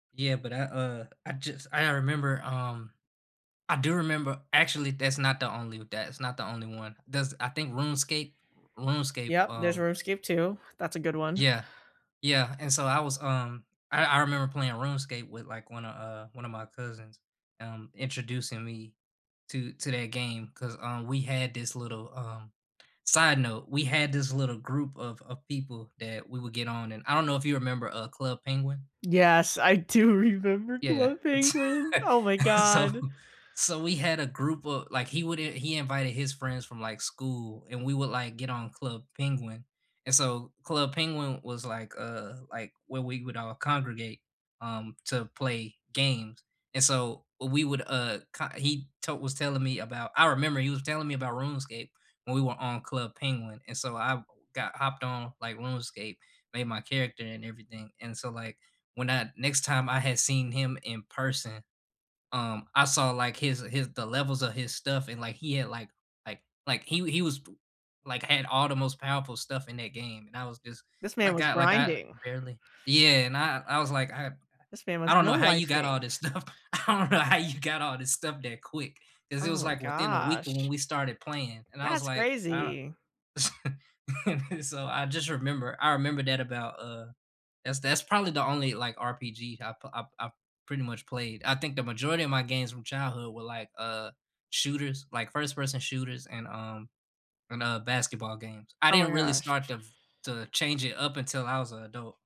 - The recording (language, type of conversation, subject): English, unstructured, Which video games shaped your childhood, still hold up today, and why do they still matter to you?
- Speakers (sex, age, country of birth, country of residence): female, 25-29, Vietnam, United States; male, 30-34, United States, United States
- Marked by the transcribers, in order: laughing while speaking: "do"; laugh; laughing while speaking: "so"; other background noise; laughing while speaking: "stuff"; tapping; laughing while speaking: "s"; laugh